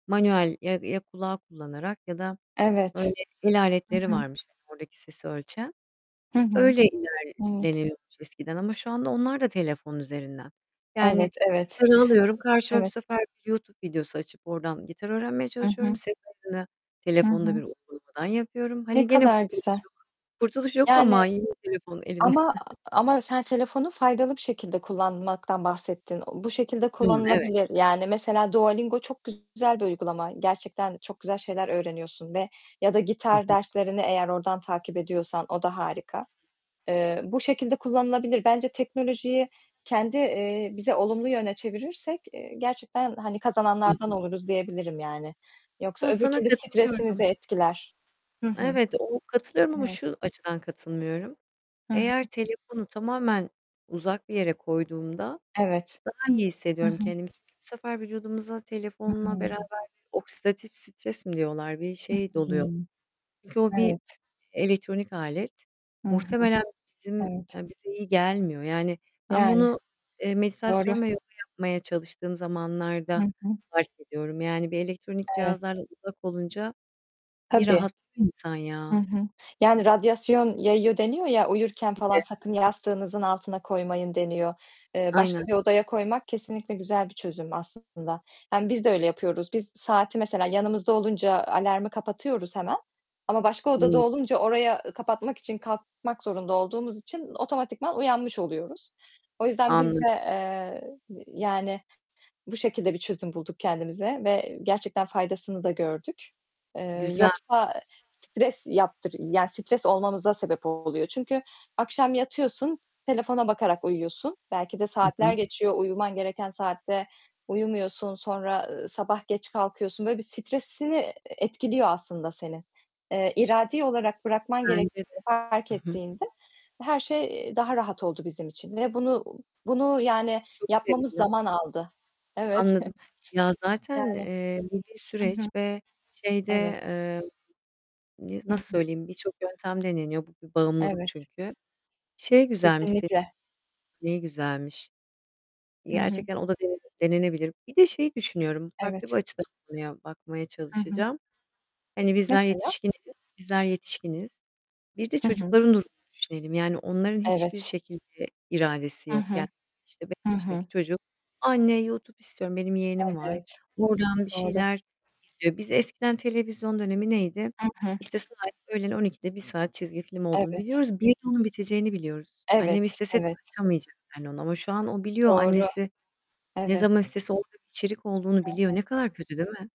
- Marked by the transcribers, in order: unintelligible speech; distorted speech; tapping; giggle; other background noise; static; in French: "oksidatif"; unintelligible speech; giggle; put-on voice: "Anne YouTube istiyorum"
- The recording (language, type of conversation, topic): Turkish, unstructured, Gün içinde telefonunuzu elinizden bırakamamak sizi strese sokuyor mu?